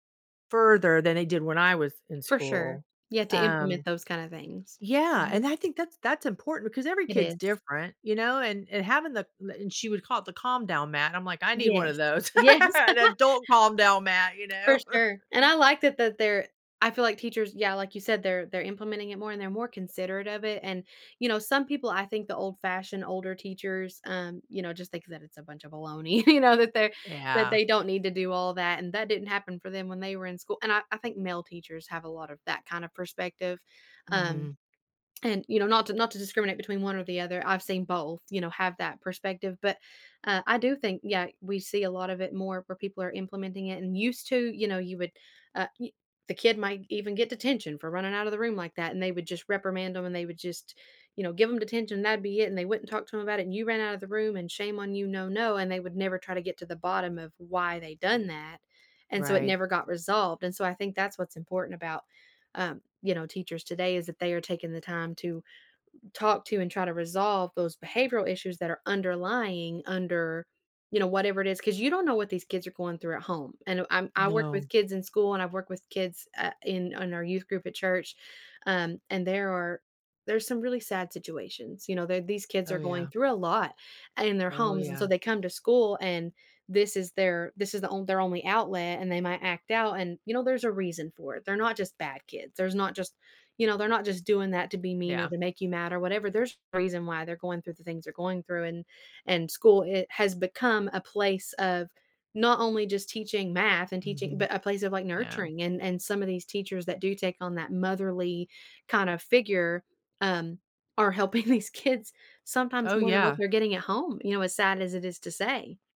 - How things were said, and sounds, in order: other background noise; laughing while speaking: "Yes"; chuckle; tapping; laugh; chuckle; laughing while speaking: "a looney you know? That they"; laughing while speaking: "helping these kids"
- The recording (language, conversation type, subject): English, unstructured, What makes a good teacher in your opinion?